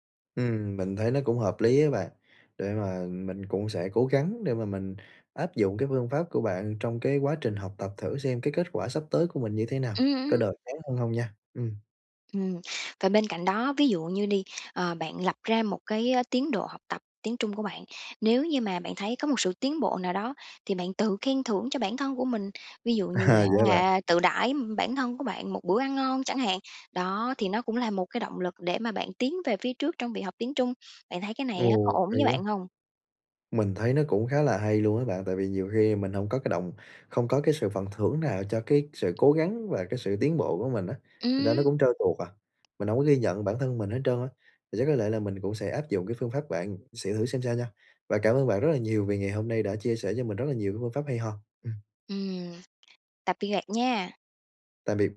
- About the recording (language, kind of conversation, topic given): Vietnamese, advice, Làm sao để lấy lại động lực khi cảm thấy bị đình trệ?
- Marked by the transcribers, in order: tapping; laughing while speaking: "À"; other background noise